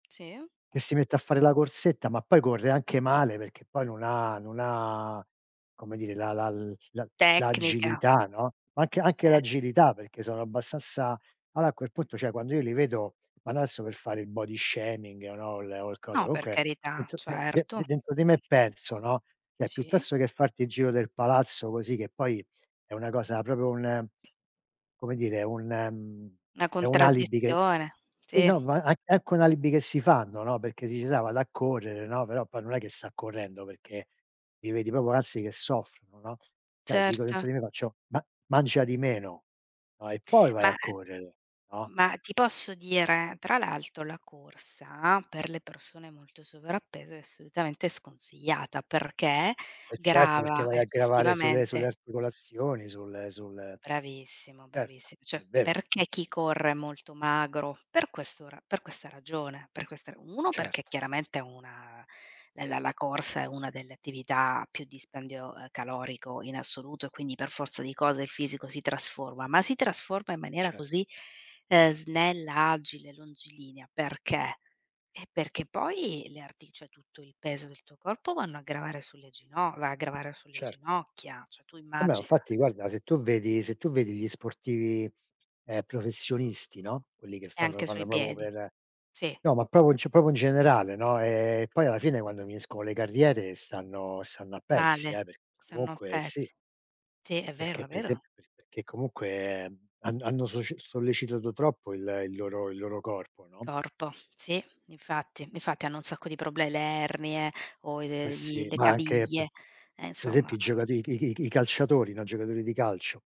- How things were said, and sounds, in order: "cioè" said as "ceh"; in English: "body shaming"; "cioè" said as "ceh"; "proprio" said as "propro"; "cioè" said as "ceh"; "cioè" said as "ceh"; "cioè" said as "ceh"; "infatti" said as "nfatti"; "proprio" said as "propo"; "proprio" said as "propo"; "cioè" said as "ceh"; "proprio" said as "propo"; other background noise; "insomma" said as "nsomma"
- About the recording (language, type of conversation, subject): Italian, unstructured, Cosa pensi delle diete drastiche per perdere peso velocemente?